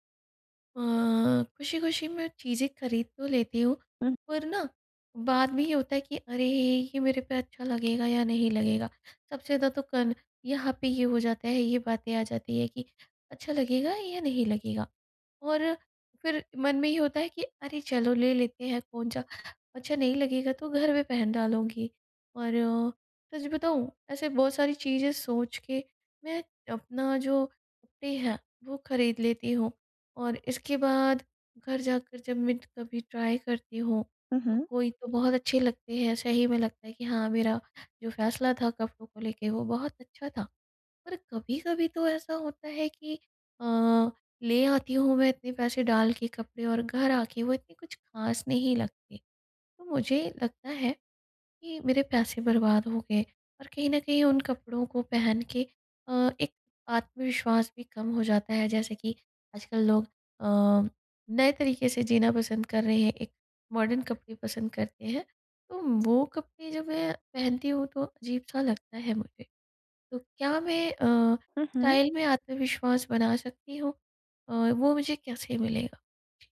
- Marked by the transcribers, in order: other background noise; tapping; in English: "ट्राय"; in English: "मॉडर्न"; in English: "स्टाइल"
- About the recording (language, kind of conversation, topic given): Hindi, advice, अपना स्टाइल खोजने के लिए मुझे आत्मविश्वास और सही मार्गदर्शन कैसे मिल सकता है?